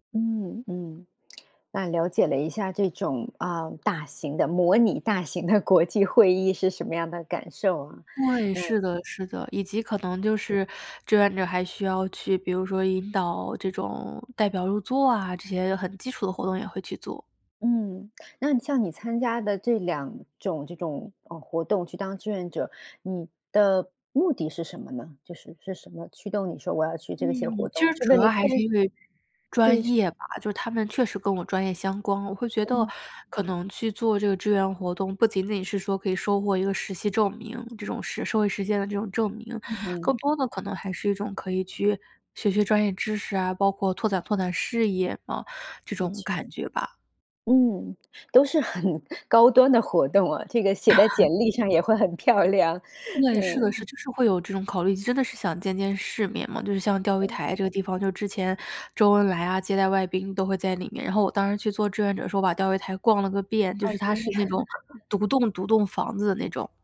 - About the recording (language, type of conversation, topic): Chinese, podcast, 你愿意分享一次你参与志愿活动的经历和感受吗？
- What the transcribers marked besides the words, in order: other background noise; laughing while speaking: "国际会议"; tapping; laughing while speaking: "很"; laughing while speaking: "漂亮，嗯"; laughing while speaking: "呀"; chuckle